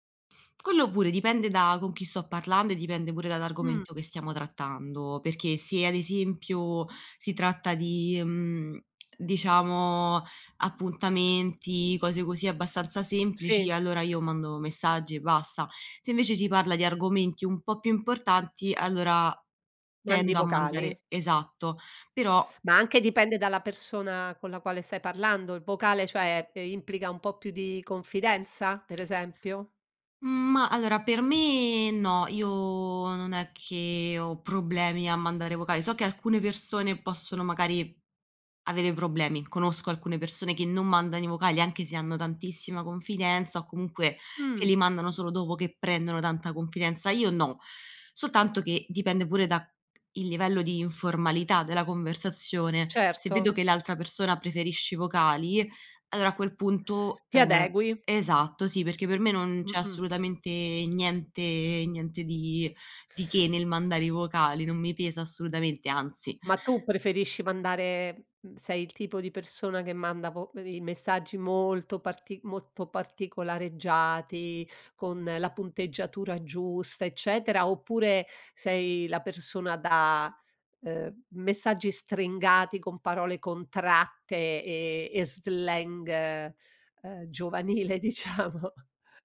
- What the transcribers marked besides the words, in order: laughing while speaking: "giovanile diciamo?"
- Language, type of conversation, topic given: Italian, podcast, Preferisci parlare di persona o via messaggio, e perché?
- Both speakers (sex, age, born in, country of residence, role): female, 25-29, Italy, Italy, guest; female, 60-64, Italy, Italy, host